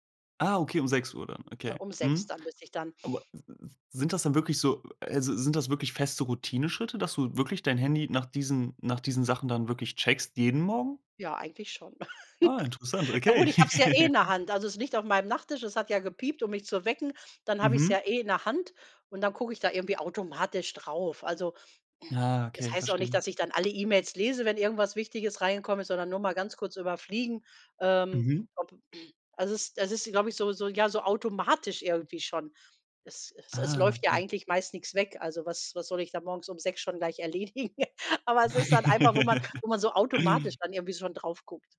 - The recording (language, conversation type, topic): German, podcast, Wie sieht dein Morgenritual zu Hause aus?
- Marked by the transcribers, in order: other background noise; laugh; other noise; throat clearing; laughing while speaking: "erledigen? Aber es ist dann einfach"; chuckle; laugh